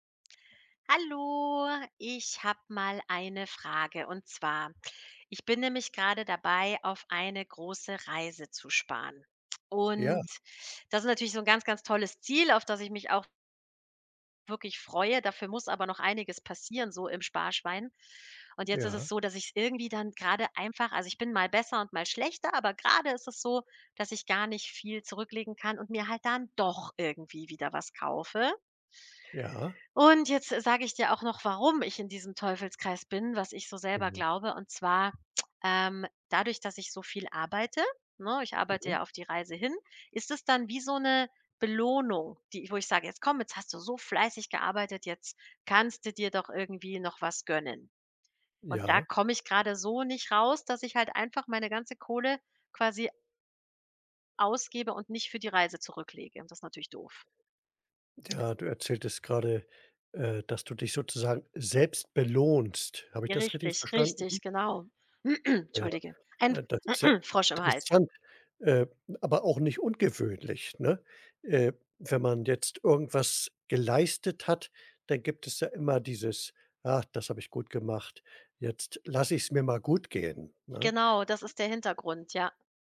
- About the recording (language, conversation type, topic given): German, advice, Wie kann ich meine Ausgaben reduzieren, wenn mir dafür die Motivation fehlt?
- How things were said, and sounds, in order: drawn out: "Hallo"; stressed: "doch"; tapping; other background noise; throat clearing